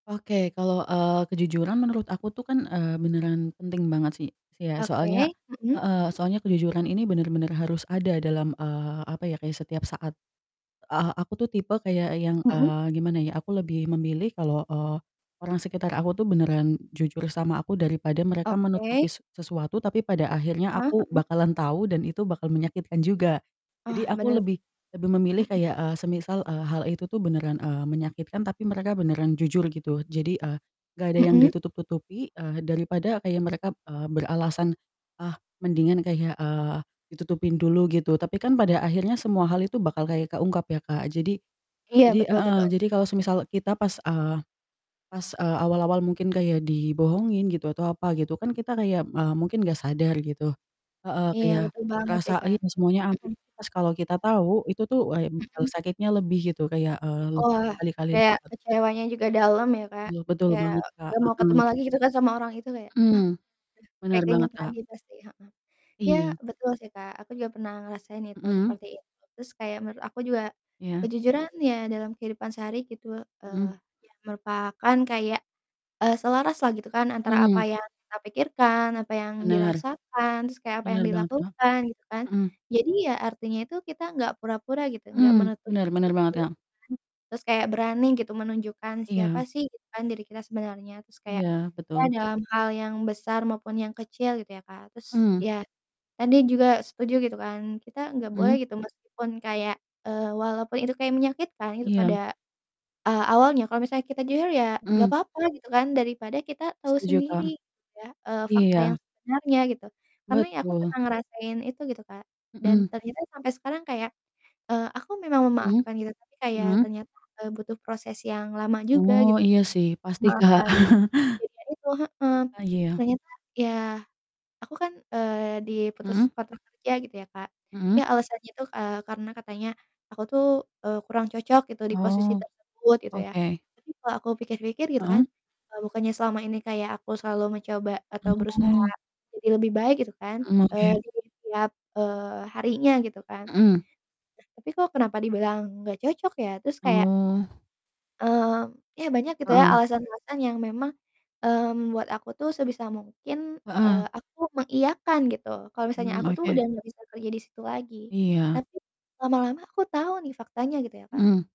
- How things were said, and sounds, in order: static; distorted speech; chuckle; other background noise
- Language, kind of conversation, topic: Indonesian, unstructured, Apa arti kejujuran dalam kehidupan sehari-hari menurutmu?